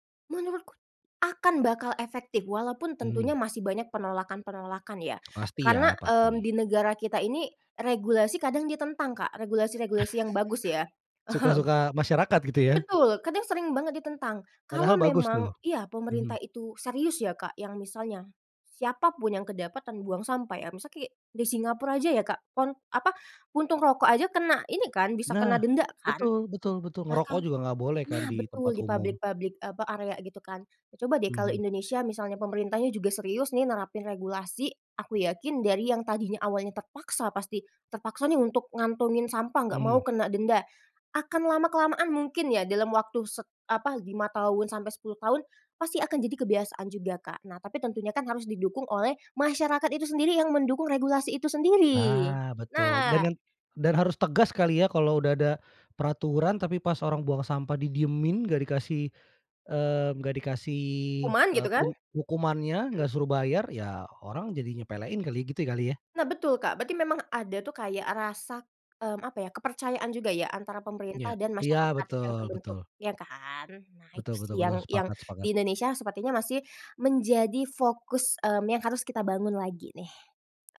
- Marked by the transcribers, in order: chuckle; "Singapura" said as "singapur"; tapping
- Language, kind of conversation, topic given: Indonesian, podcast, Kebiasaan sederhana apa saja yang bisa kita lakukan untuk mengurangi sampah di lingkungan?